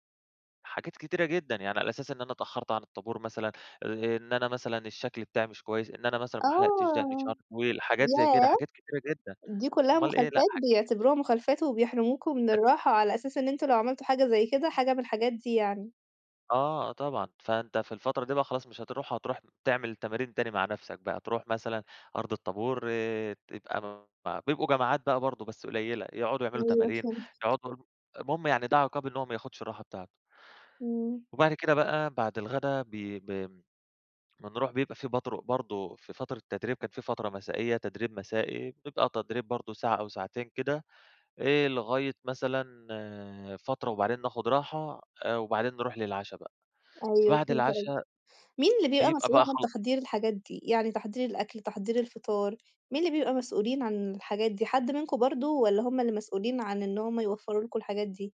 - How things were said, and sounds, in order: unintelligible speech; tapping; "برضه-" said as "بضره"
- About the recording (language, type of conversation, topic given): Arabic, podcast, احكيلي عن تجربة غيّرتك: إيه أهم درس اتعلمته منها؟